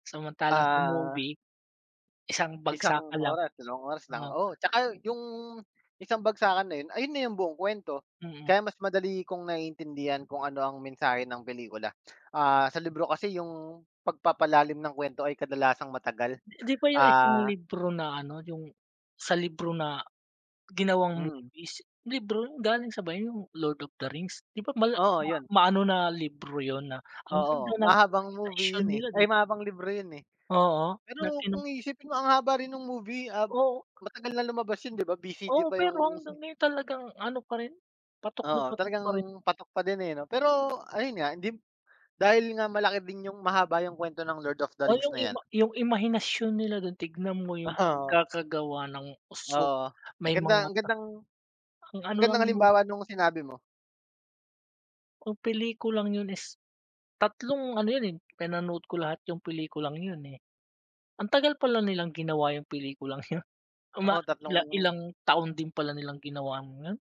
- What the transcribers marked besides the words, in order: tapping; tongue click; in English: "Lord of the Rings"; in English: "Lord of the Rings"; laughing while speaking: "Oh"; laughing while speaking: "yun"
- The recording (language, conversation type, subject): Filipino, unstructured, Alin ang mas gusto mo at bakit: magbasa ng libro o manood ng pelikula?